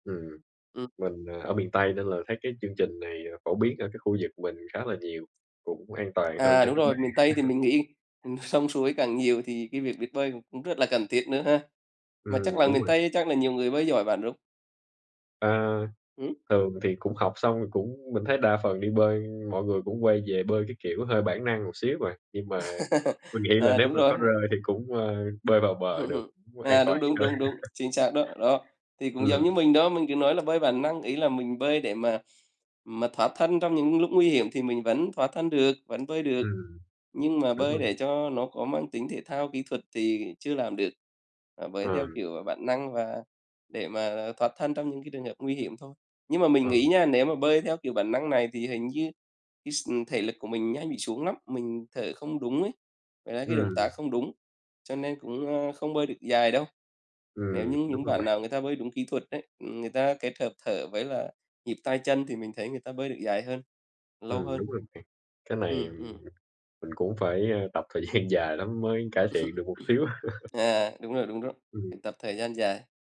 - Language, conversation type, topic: Vietnamese, unstructured, Làm thế nào để giữ động lực khi bắt đầu một chế độ luyện tập mới?
- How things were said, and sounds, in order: tapping; chuckle; laughing while speaking: "ừm"; laugh; other noise; chuckle; laughing while speaking: "hơn"; chuckle; laughing while speaking: "gian"; chuckle